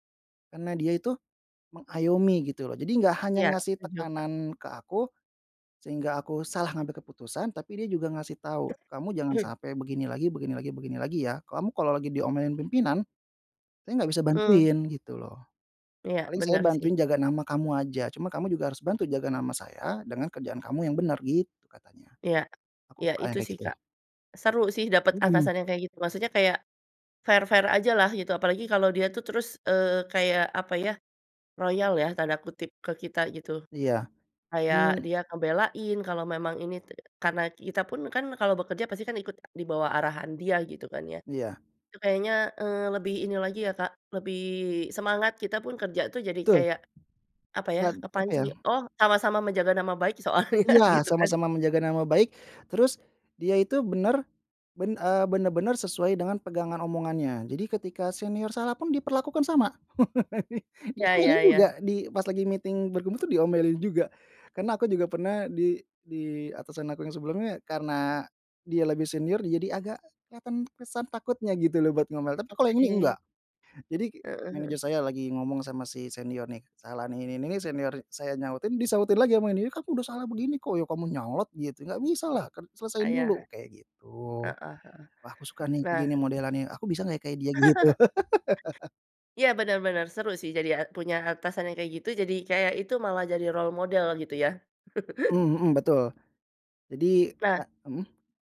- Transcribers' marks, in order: cough; throat clearing; in English: "fair-fair"; other background noise; laughing while speaking: "soalnya"; chuckle; in English: "meeting"; tapping; chuckle; laugh; in English: "role model"; chuckle
- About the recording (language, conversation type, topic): Indonesian, podcast, Bagaimana kamu menghadapi tekanan sosial saat harus mengambil keputusan?